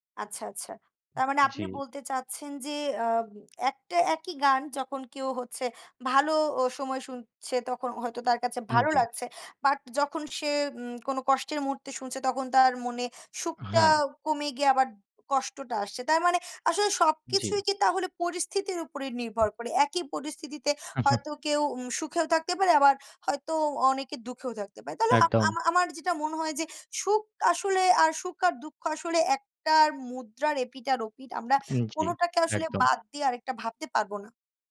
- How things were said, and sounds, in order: blowing; chuckle
- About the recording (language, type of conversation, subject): Bengali, unstructured, সুখী থাকার জন্য আপনার কাছে সবচেয়ে বড় চাবিকাঠি কী?